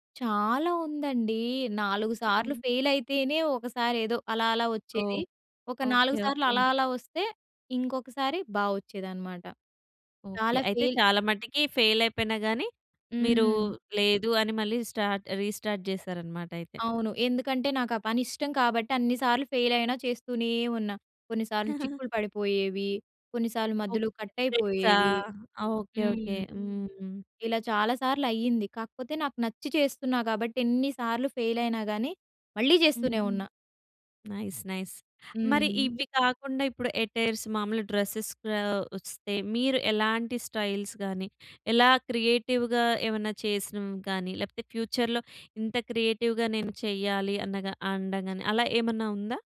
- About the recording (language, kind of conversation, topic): Telugu, podcast, భవిష్యత్తులో మీ సృజనాత్మక స్వరూపం ఎలా ఉండాలని మీరు ఆశిస్తారు?
- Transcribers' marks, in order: in English: "ఫెయిల్"; in English: "ఫీల్"; in English: "ఫెయిల్"; in English: "రీస్టార్ట్"; in English: "ఫెయిల్"; giggle; in English: "కట్"; in English: "ఫెయిల్"; in English: "నైస్. నైస్"; in English: "అటైర్స్"; in English: "డ్రెసెస్"; in English: "స్టైల్స్"; in English: "క్రియేటివ్‌గా"; in English: "ఫ్యూచర్‌లో"; in English: "క్రియేటివ్‌గా"